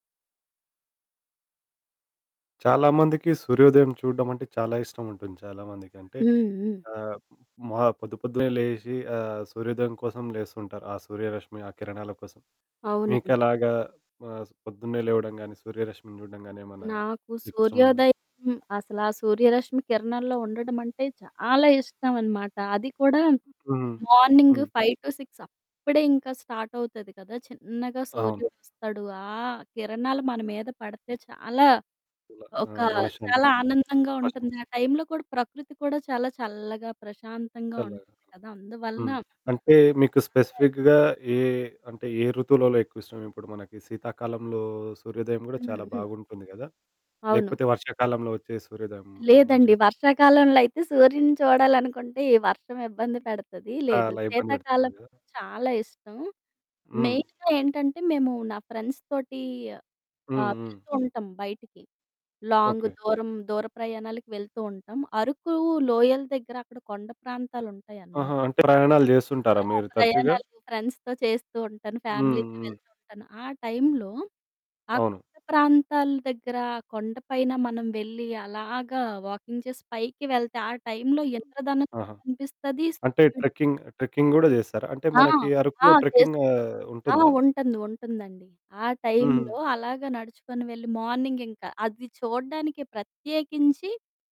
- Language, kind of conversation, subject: Telugu, podcast, సూర్యోదయాన్ని చూడాలనుకున్నప్పుడు మీకు ఏమి అనిపిస్తుంది?
- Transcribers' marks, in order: static; in English: "మార్నింగ్ ఫైవ్ టు సిక్స్"; other background noise; in English: "స్టార్ట్"; unintelligible speech; unintelligible speech; distorted speech; tapping; in English: "స్పెసిఫిక్‌గా"; unintelligible speech; in English: "మెయిన్‌గా"; in English: "ఫ్రెండ్స్"; in English: "లాంగ్"; in English: "ఫ్రెండ్స్‌తో"; in English: "ఫ్యామిలీతో"; in English: "వాకింగ్"; in English: "ట్రెక్కింగ్, ట్రెక్కింగ్"; in English: "ట్రెక్కింగ్"; in English: "మార్నింగ్"